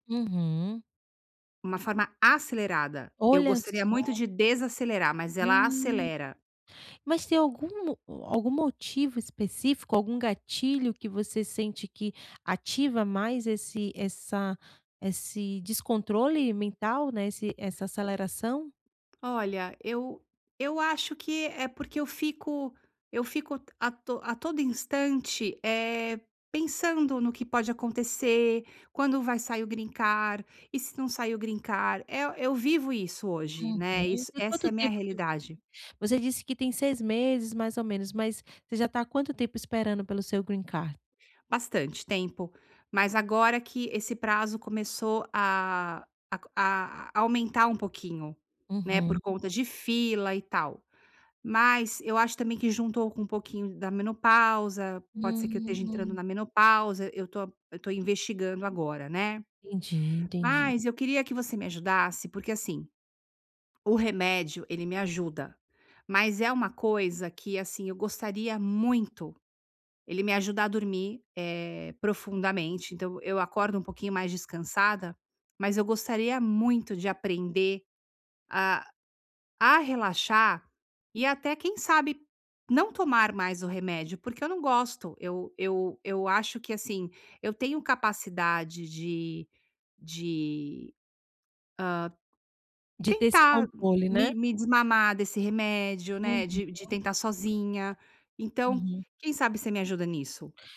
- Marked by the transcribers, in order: tapping
- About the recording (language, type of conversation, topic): Portuguese, advice, Como posso reduzir a ansiedade antes de dormir?